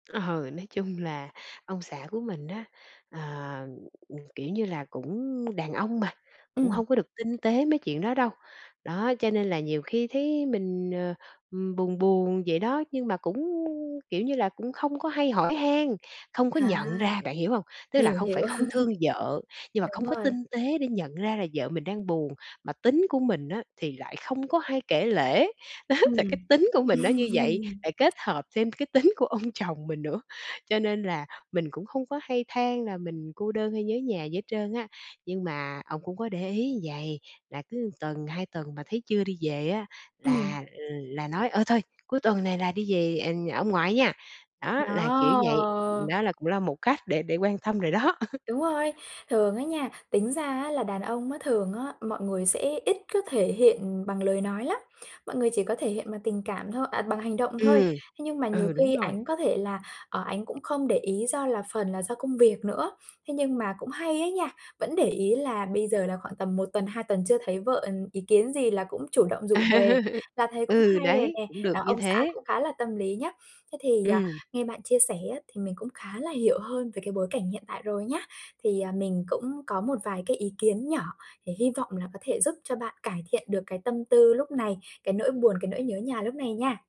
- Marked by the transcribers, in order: tapping; chuckle; laughing while speaking: "đó"; chuckle; drawn out: "Đó"; chuckle; other background noise; laugh
- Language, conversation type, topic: Vietnamese, advice, Làm thế nào để vượt qua cảm giác nhớ nhà và cô đơn khi mới chuyển đến nơi ở mới?